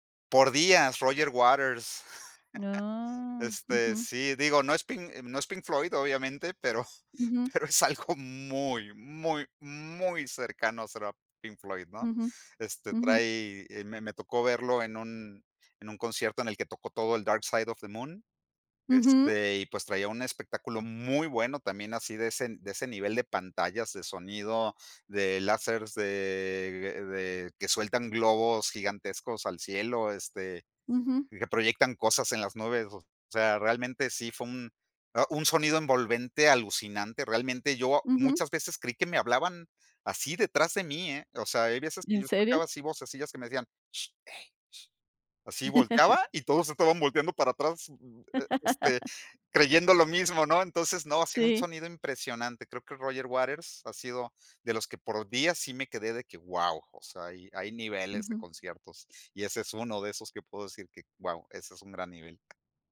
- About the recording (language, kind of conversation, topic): Spanish, podcast, ¿Cómo descubriste tu gusto musical?
- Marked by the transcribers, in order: laugh; laugh; laugh; tapping